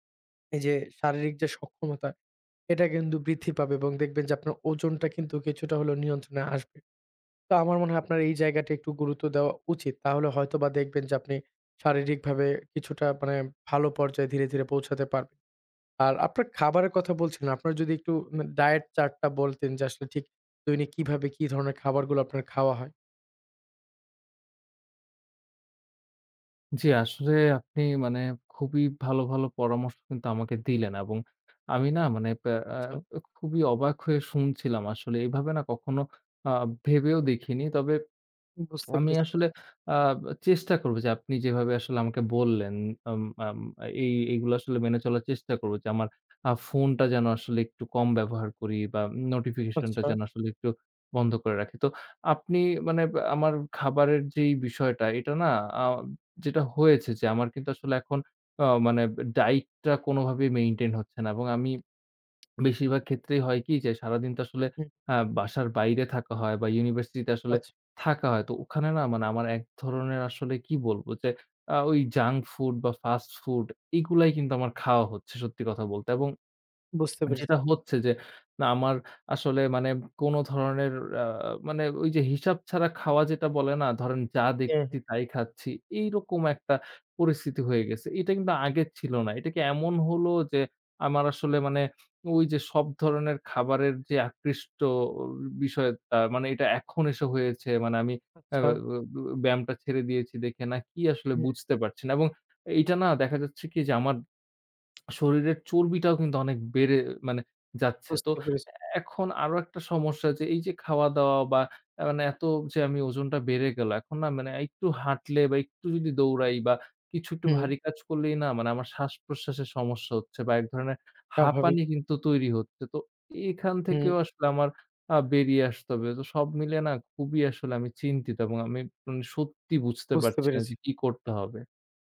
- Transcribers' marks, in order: tapping; other background noise; lip smack; lip smack
- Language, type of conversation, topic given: Bengali, advice, আমি কীভাবে নিয়মিত ব্যায়াম শুরু করতে পারি, যখন আমি বারবার অজুহাত দিই?